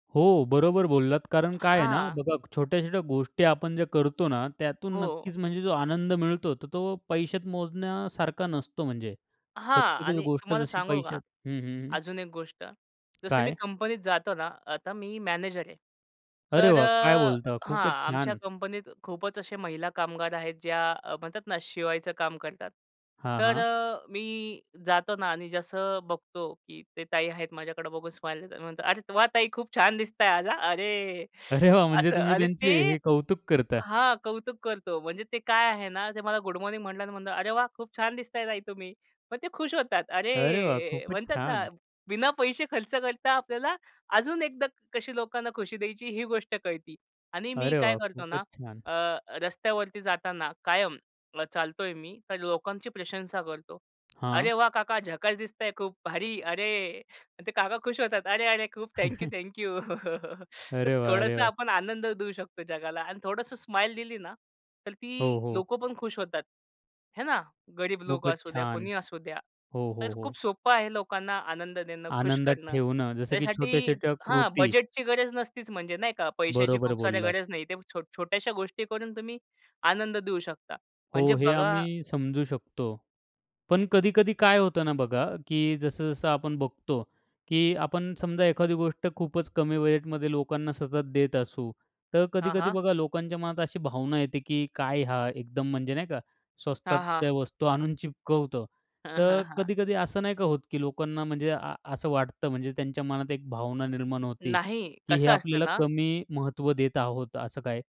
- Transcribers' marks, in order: other background noise; joyful: "अरे वा! ताई, खूप छान दिसत आज हा"; laughing while speaking: "अरे वाह!"; joyful: "अरे वाह! खूपच छान"; drawn out: "अरे!"; tapping; joyful: "अरे! अरे! खूप थँक यू-थँक यू"; chuckle; joyful: "अरे वाह, अरे वाह!"; chuckle
- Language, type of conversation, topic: Marathi, podcast, कमी बजेटमध्ये लोकांना आनंदी कसे ठेवता येईल यासाठी तुम्ही कोणत्या टिप्स सुचवाल?